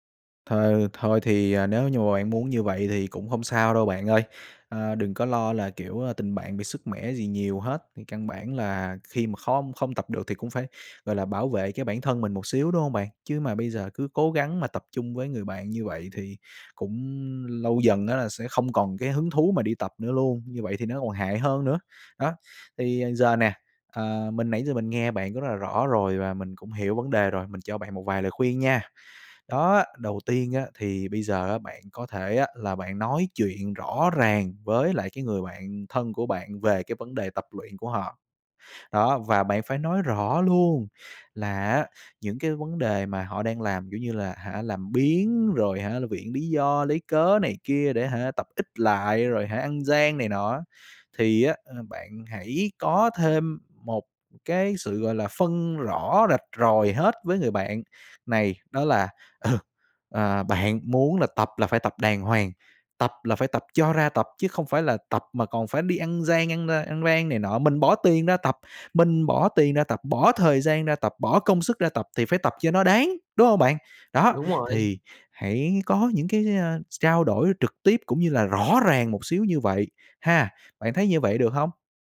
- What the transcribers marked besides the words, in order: tapping; other background noise
- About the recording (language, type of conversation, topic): Vietnamese, advice, Làm thế nào để xử lý mâu thuẫn với bạn tập khi điều đó khiến bạn mất hứng thú luyện tập?
- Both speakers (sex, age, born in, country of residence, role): male, 25-29, Vietnam, Vietnam, advisor; male, 25-29, Vietnam, Vietnam, user